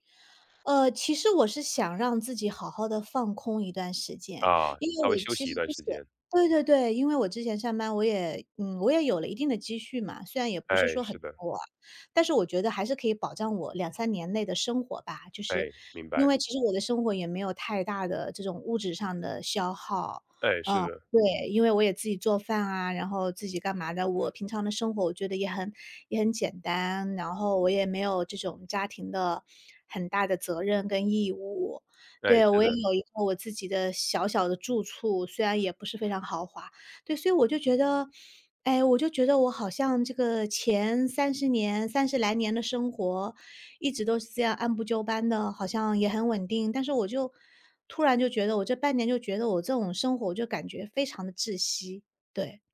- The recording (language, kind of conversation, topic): Chinese, advice, 当你选择不同的生活方式却被家人朋友不理解或责备时，你该如何应对？
- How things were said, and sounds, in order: other background noise